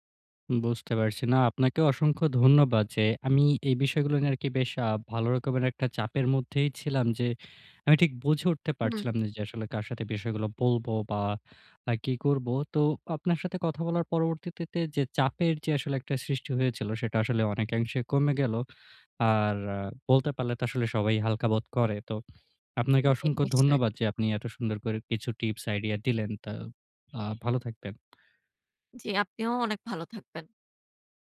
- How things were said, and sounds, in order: horn
- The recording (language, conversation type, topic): Bengali, advice, রুটিনের কাজগুলোতে আর মূল্যবোধ খুঁজে না পেলে আমি কী করব?